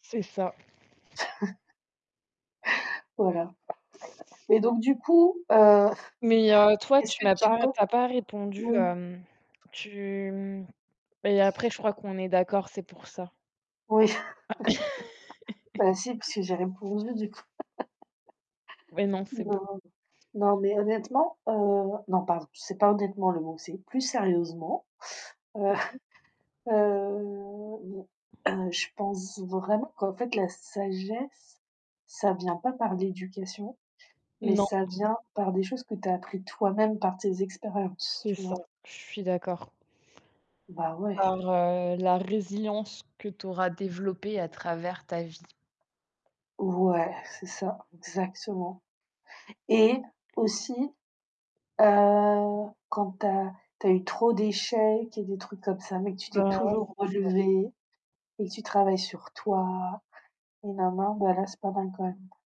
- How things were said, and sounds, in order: chuckle; other background noise; laugh; laughing while speaking: "coup"; laugh; distorted speech; tapping; unintelligible speech; chuckle; throat clearing; stressed: "sagesse"; stressed: "résilience"; stressed: "Ouais"
- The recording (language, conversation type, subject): French, unstructured, La sagesse vient-elle de l’expérience ou de l’éducation ?